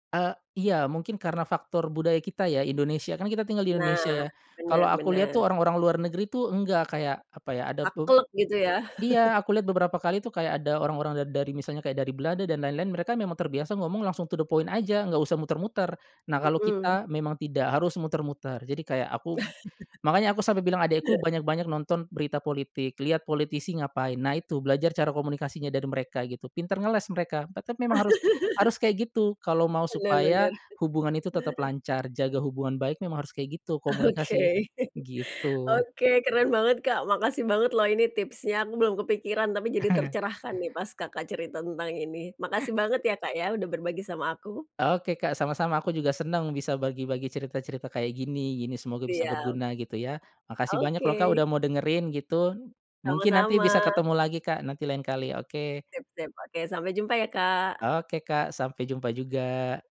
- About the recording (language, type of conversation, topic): Indonesian, podcast, Bagaimana cara mengatakan “tidak” kepada keluarga tanpa membuat suasana menjadi panas?
- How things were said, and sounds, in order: laugh; other background noise; in English: "to the point aja"; laugh; laugh; laughing while speaking: "Oke"; laugh; laugh